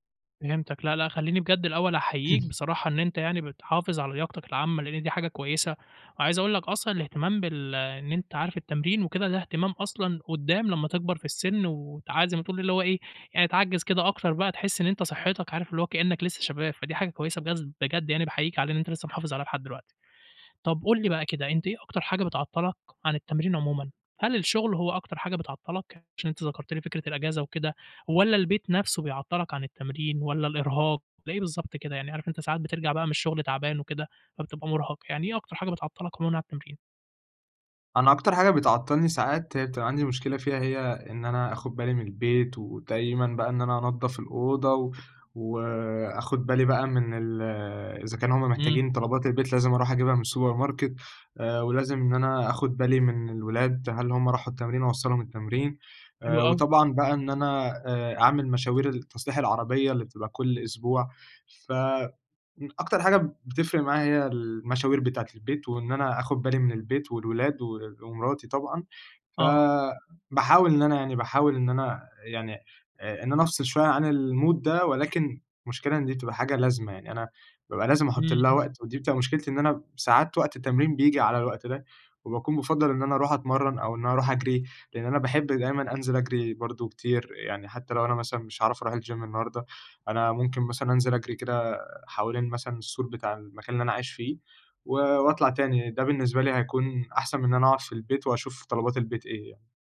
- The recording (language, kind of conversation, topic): Arabic, advice, إزاي أقدر أنظّم مواعيد التمرين مع شغل كتير أو التزامات عائلية؟
- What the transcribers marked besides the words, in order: throat clearing; "بجد" said as "بجذ"; in English: "السوبر ماركت"; in English: "الmood"; in English: "الgym"